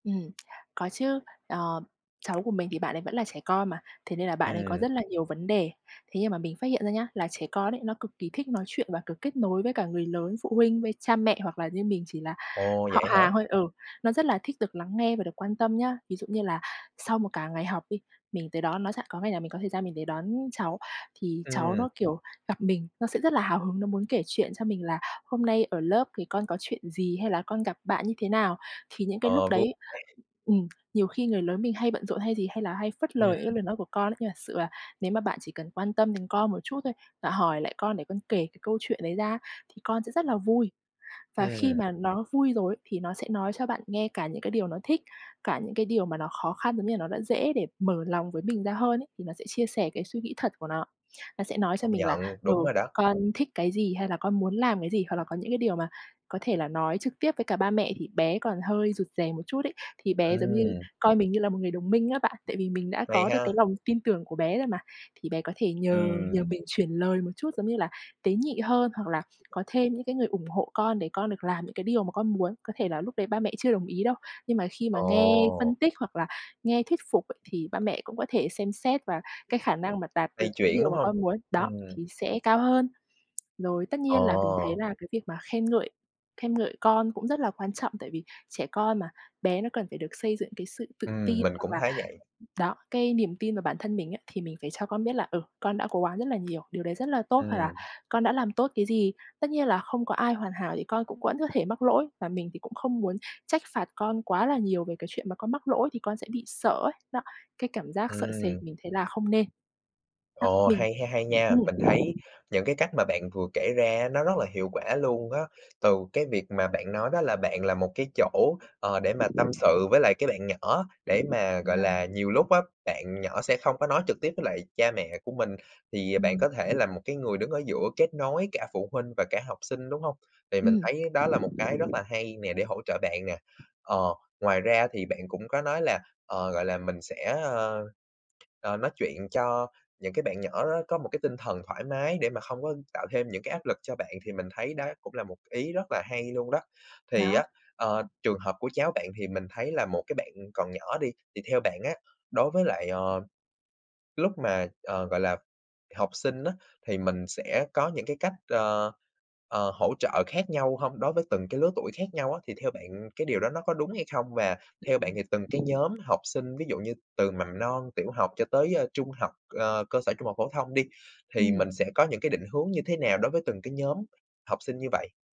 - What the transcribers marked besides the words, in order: tapping; other background noise; unintelligible speech; unintelligible speech
- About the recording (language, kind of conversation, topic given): Vietnamese, podcast, Bạn nghĩ phụ huynh nên hỗ trợ việc học của con như thế nào?